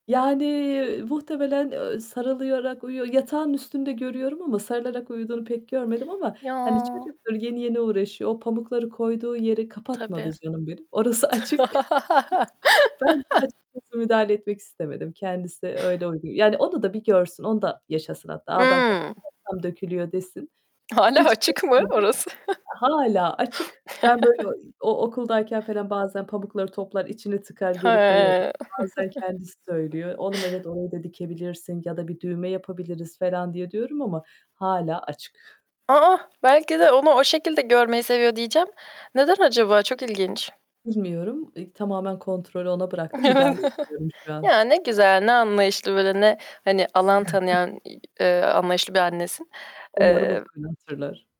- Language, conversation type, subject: Turkish, podcast, Hobini başkalarıyla paylaşıyor ve bir topluluğa katılıyor musun?
- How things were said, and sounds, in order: drawn out: "Yani"; "sarılarak" said as "sarılıyarak"; tapping; static; distorted speech; other background noise; chuckle; laugh; laughing while speaking: "Hâlâ açık mı orası?"; chuckle; chuckle; chuckle; chuckle